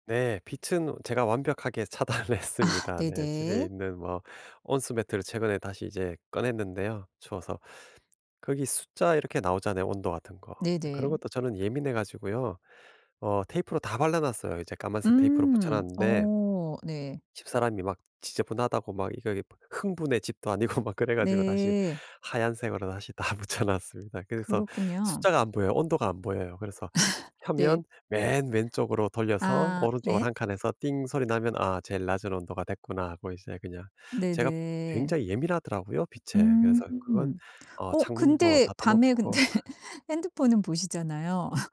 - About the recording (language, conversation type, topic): Korean, advice, 잠들기 전에 마음과 몸을 어떻게 가라앉힐 수 있을까요?
- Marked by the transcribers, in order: laughing while speaking: "차단을"; other background noise; laughing while speaking: "아니고"; laughing while speaking: "다 붙여"; laugh; laughing while speaking: "근데"; laugh